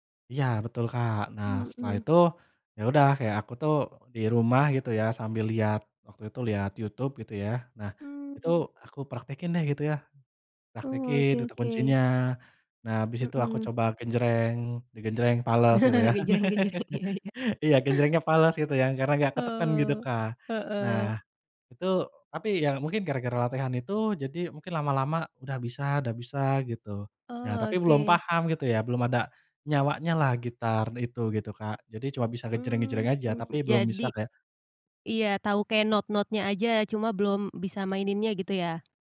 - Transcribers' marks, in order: chuckle; laughing while speaking: "Genjreng-genjreng, iya iya"; other background noise; tapping
- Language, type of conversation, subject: Indonesian, podcast, Bisa ceritakan bagaimana kamu mulai belajar sesuatu secara otodidak?